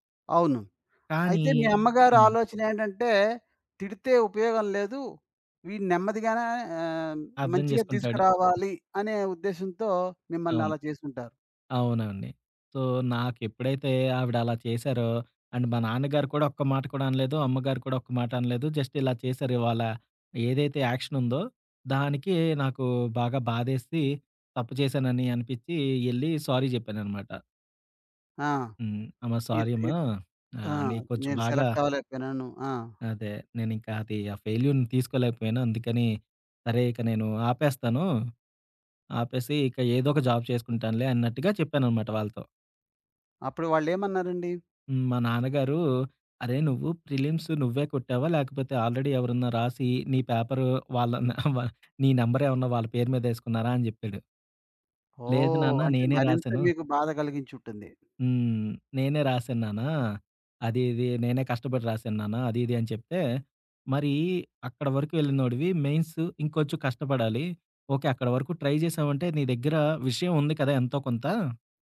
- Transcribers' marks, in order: other background noise; in English: "సో"; in English: "అండ్"; in English: "జస్ట్"; in English: "సారీ"; in English: "సెలెక్ట్"; in English: "ఫెయిల్యూర్‌ని"; in English: "జాబ్"; in English: "ప్రిలిమ్స్"; in English: "ఆల్రెడీ"; chuckle; in English: "నంబర్"; in English: "మెయిన్స్"; in English: "ట్రై"
- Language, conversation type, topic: Telugu, podcast, ప్రేరణ లేకపోతే మీరు దాన్ని ఎలా తెచ్చుకుంటారు?